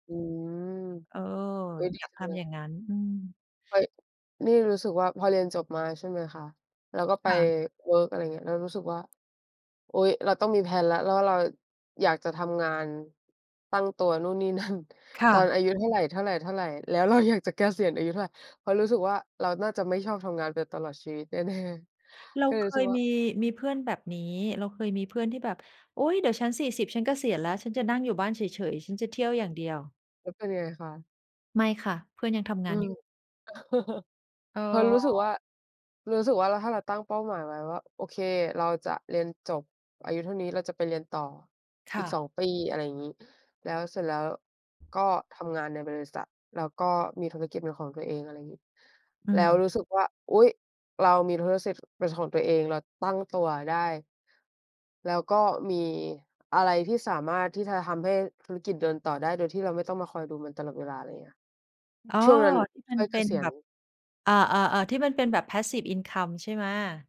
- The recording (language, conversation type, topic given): Thai, unstructured, คุณคิดอย่างไรกับการเริ่มต้นทำงานตั้งแต่อายุยังน้อย?
- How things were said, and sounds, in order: in English: "แพลน"; "แล้วเรา" said as "ลอล่อย"; laughing while speaking: "นั่น"; laughing while speaking: "แล้วเราอยากจะเกษียณอายุเท่าไร"; laughing while speaking: "แน่ ๆ"; tapping; chuckle; "ธุรกิจ" said as "ธุรสิทธิ"; in English: "Passive income"